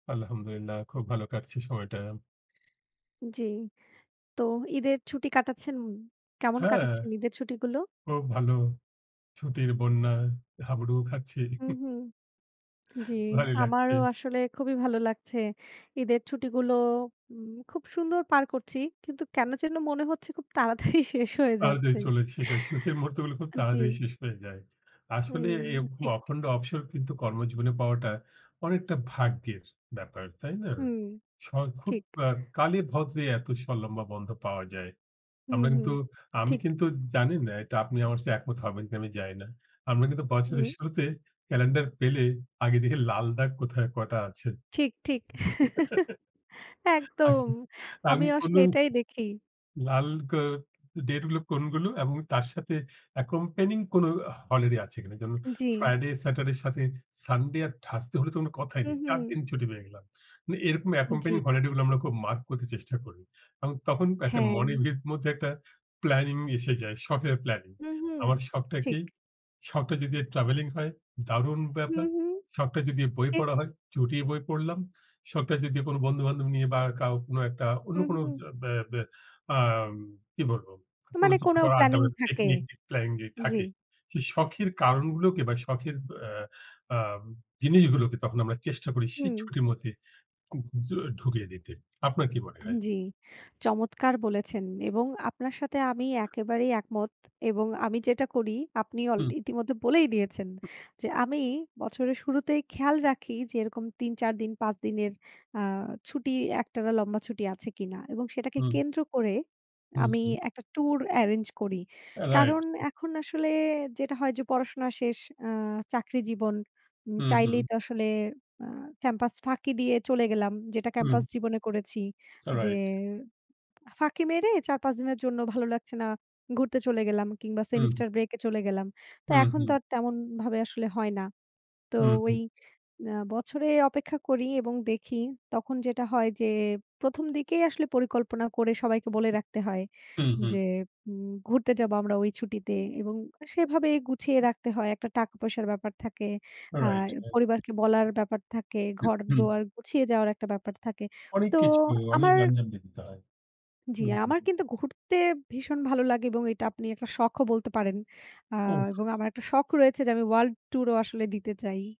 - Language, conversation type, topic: Bengali, unstructured, আপনার প্রিয় শখ কী এবং কেন?
- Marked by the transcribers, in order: other background noise; scoff; laughing while speaking: "তাড়াতাড়ি"; chuckle; laughing while speaking: "আ আমি কোনো"; bird; horn